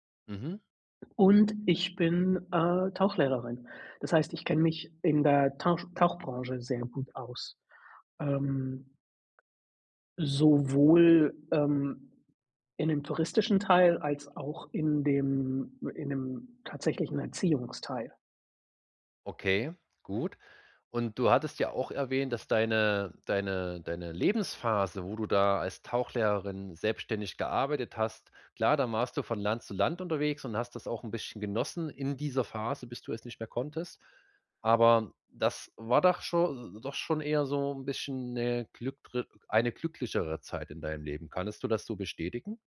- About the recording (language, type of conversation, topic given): German, advice, Wie kann ich besser mit der ständigen Unsicherheit in meinem Leben umgehen?
- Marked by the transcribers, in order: none